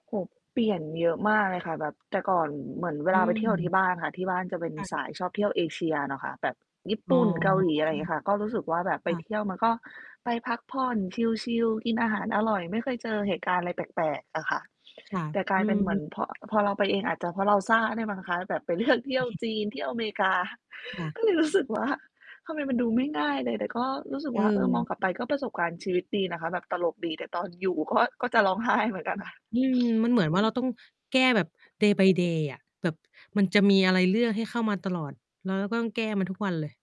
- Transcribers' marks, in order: other background noise; distorted speech; chuckle; laughing while speaking: "เลือก"; laughing while speaking: "กา ก็เลยรู้สึกว่า"; sniff; in English: "day by day"
- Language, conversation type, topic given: Thai, unstructured, คุณเคยเจอเหตุการณ์ที่ทำให้ประหลาดใจระหว่างเดินทางท่องเที่ยวไหม?